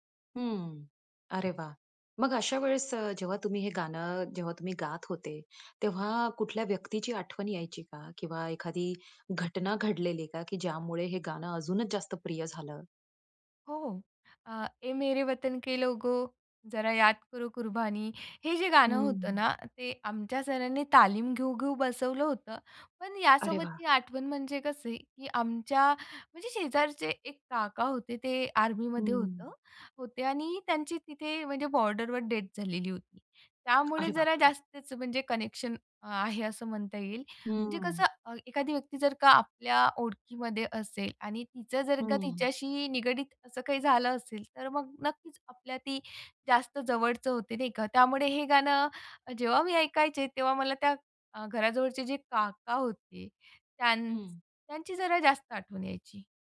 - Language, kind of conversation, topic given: Marathi, podcast, शाळा किंवा कॉलेजच्या दिवसांची आठवण करून देणारं तुमचं आवडतं गाणं कोणतं आहे?
- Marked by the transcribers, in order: tapping; in Hindi: "ए मेरे वतन के लोगों, जरा याद करो कुर्बानी"; other background noise; surprised: "अरे बापरे!"